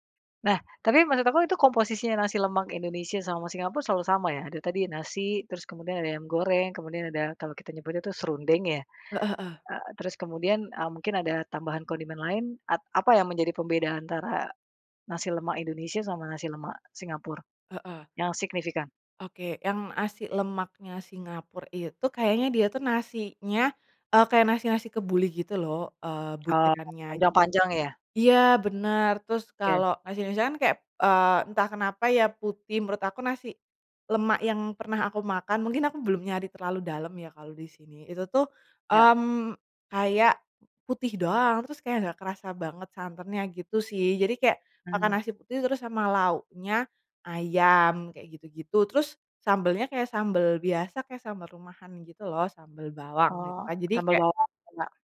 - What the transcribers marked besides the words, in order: none
- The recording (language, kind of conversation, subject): Indonesian, podcast, Apa pengalaman makan atau kuliner yang paling berkesan?